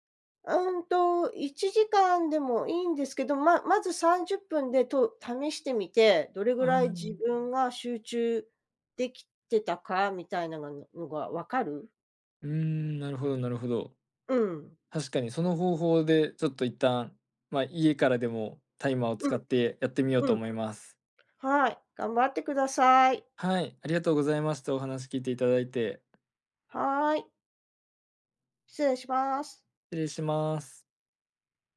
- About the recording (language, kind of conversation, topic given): Japanese, advice, 締め切りにいつもギリギリで焦ってしまうのはなぜですか？
- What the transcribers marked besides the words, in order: tapping; "みたいなの" said as "みたいながの"